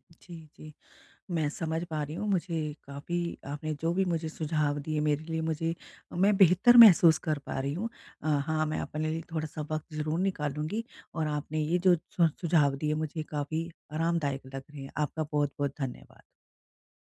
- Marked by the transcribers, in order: none
- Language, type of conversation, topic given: Hindi, advice, मैं लंबे समय तक बैठा रहता हूँ—मैं अपनी रोज़मर्रा की दिनचर्या में गतिविधि कैसे बढ़ाऊँ?
- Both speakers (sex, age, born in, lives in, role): female, 45-49, India, India, user; male, 25-29, India, India, advisor